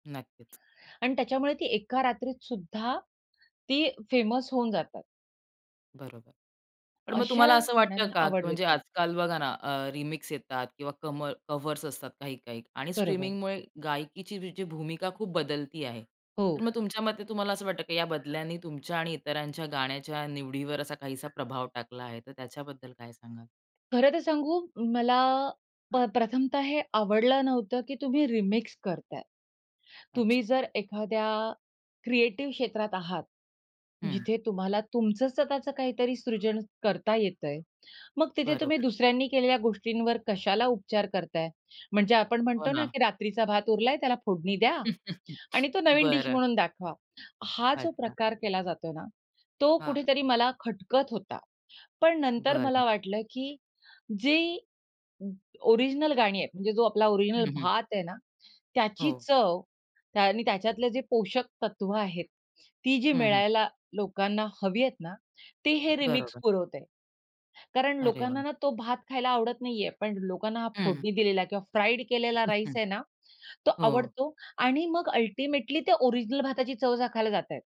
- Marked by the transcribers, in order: other background noise; in English: "फेमस"; tapping; chuckle; other noise; chuckle; in English: "अल्टिमेटली"
- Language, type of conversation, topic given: Marathi, podcast, चित्रपटांतील गायकांनी तुमच्या गाण्यांच्या पसंतीवर नेमका काय परिणाम केला आहे?